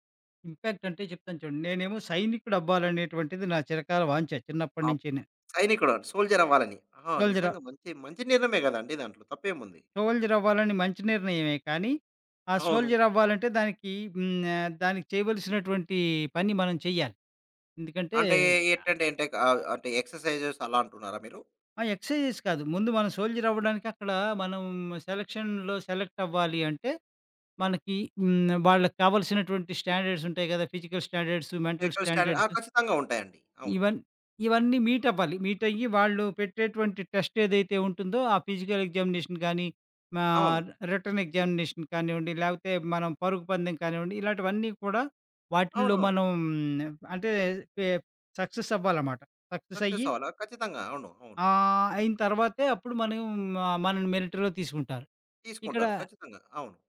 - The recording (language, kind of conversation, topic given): Telugu, podcast, కుటుంబ సభ్యులు మరియు స్నేహితుల స్పందనను మీరు ఎలా ఎదుర్కొంటారు?
- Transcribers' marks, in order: in English: "ఇంపాక్ట్"; tapping; in English: "సోల్జర్"; in English: "ఎక్సర్‌సైజెస్"; in English: "ఎక్సర్‌సైజెస్"; in English: "సెలక్షన్‌లో సెలెక్ట్"; in English: "స్టాండర్డ్స్"; in English: "ఫిజికల్ స్టాండర్డ్స్, మెంటల్ స్టాండర్డ్స్"; in English: "ఫిజికల్ స్టాండర్డ్"; in English: "టెస్ట్"; in English: "ఫిజికల్ ఎగ్జామినేషన్"; in English: "రిటెన్ ఎగ్జామినేషన్"; in English: "సక్సెస్"; in English: "సక్సెస్"